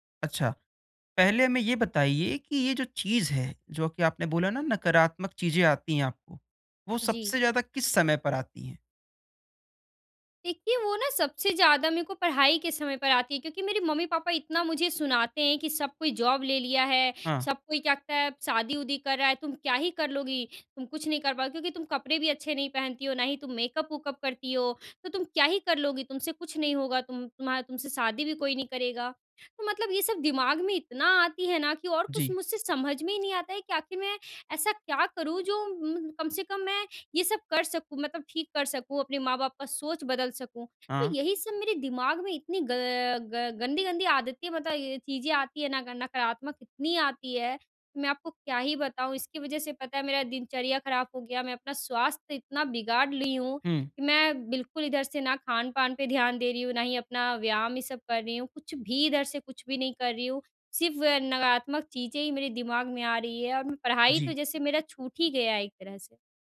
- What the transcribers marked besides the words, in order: in English: "जॉब"
- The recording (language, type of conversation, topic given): Hindi, advice, मैं अपने नकारात्मक पैटर्न को पहचानकर उन्हें कैसे तोड़ सकता/सकती हूँ?